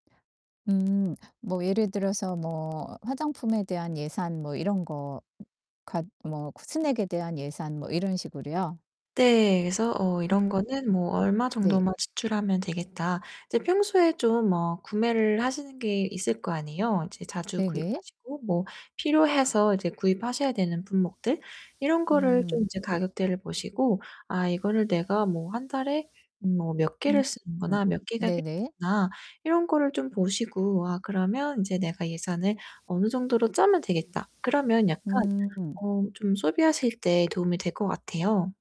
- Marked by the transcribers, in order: distorted speech; tapping; unintelligible speech; static; unintelligible speech; unintelligible speech
- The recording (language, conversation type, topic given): Korean, advice, 소비할 때 필요한 것과 원하는 것을 어떻게 구분하면 좋을까요?